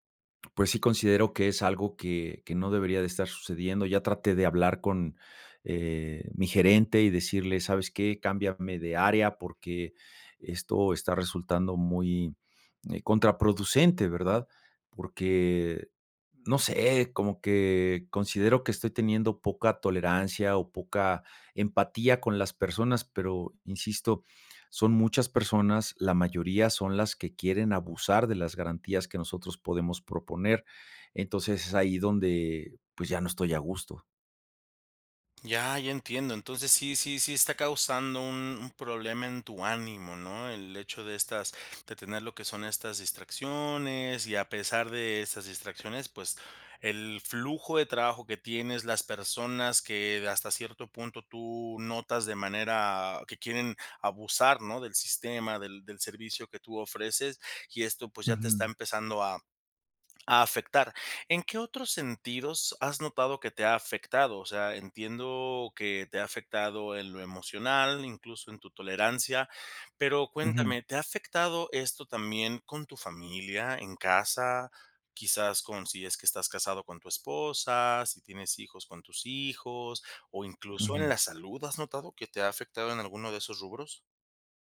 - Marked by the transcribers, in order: none
- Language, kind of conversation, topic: Spanish, advice, ¿Qué distracciones frecuentes te impiden concentrarte en el trabajo?
- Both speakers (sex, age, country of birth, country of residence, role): male, 35-39, Mexico, Mexico, advisor; male, 55-59, Mexico, Mexico, user